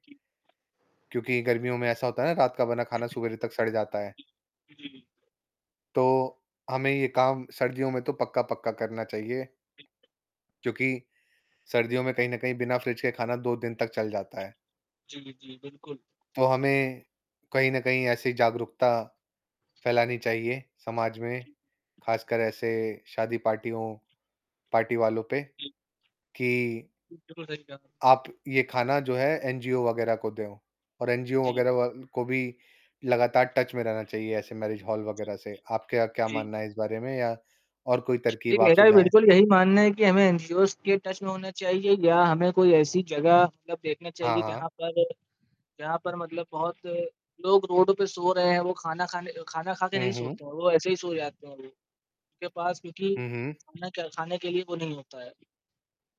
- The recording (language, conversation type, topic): Hindi, unstructured, क्या आपको लगता है कि लोग खाने की बर्बादी होने तक ज़रूरत से ज़्यादा खाना बनाते हैं?
- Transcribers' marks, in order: static; distorted speech; other background noise; unintelligible speech; in English: "टच"; in English: "मैरेज हाल"; in English: "टच"